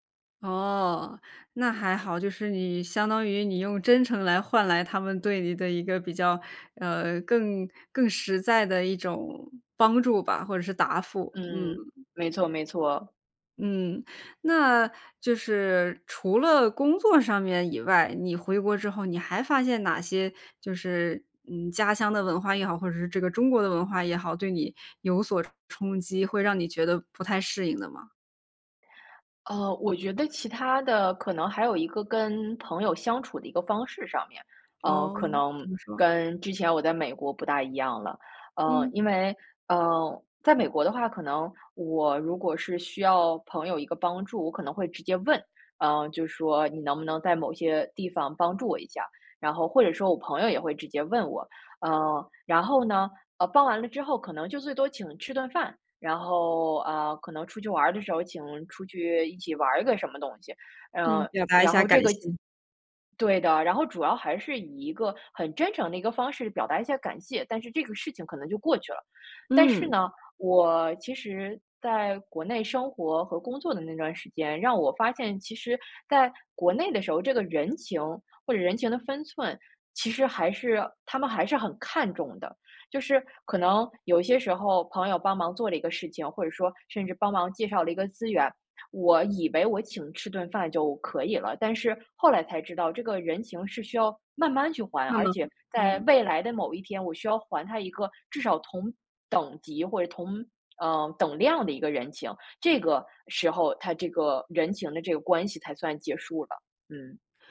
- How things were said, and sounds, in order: none
- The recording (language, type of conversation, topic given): Chinese, podcast, 回国后再适应家乡文化对你来说难吗？